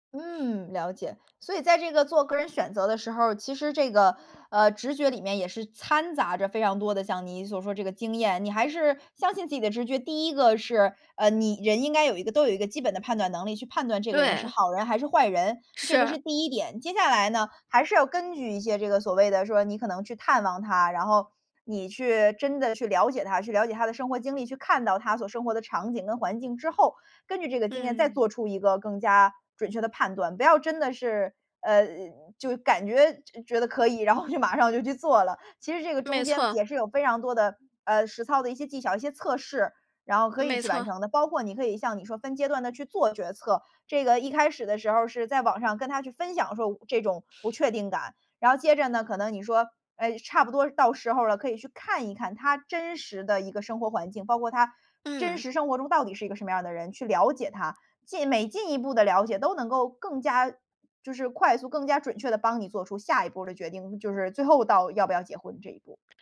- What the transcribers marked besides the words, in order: laughing while speaking: "然后就"
- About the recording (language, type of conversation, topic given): Chinese, podcast, 做决定时你更相信直觉还是更依赖数据？